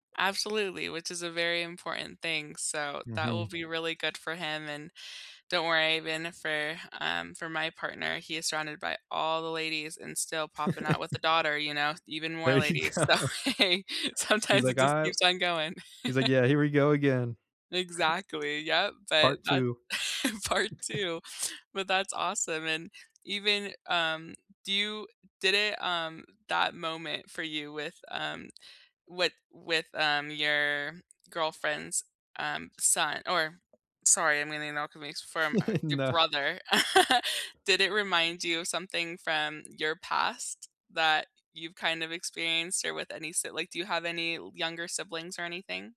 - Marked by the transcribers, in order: chuckle; laughing while speaking: "you go"; laughing while speaking: "So"; chuckle; laughing while speaking: "part"; chuckle; tapping; unintelligible speech; laugh; chuckle
- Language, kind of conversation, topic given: English, unstructured, What small moment brightened your week the most, and why did it feel meaningful to you?
- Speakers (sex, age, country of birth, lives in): female, 20-24, United States, United States; male, 25-29, United States, United States